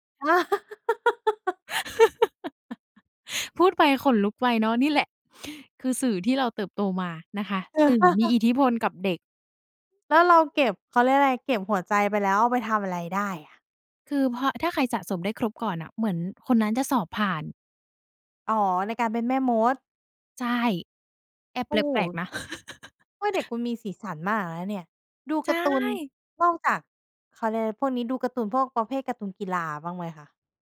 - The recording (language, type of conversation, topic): Thai, podcast, เล่าถึงความทรงจำกับรายการทีวีในวัยเด็กของคุณหน่อย
- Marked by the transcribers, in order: laugh; laugh; chuckle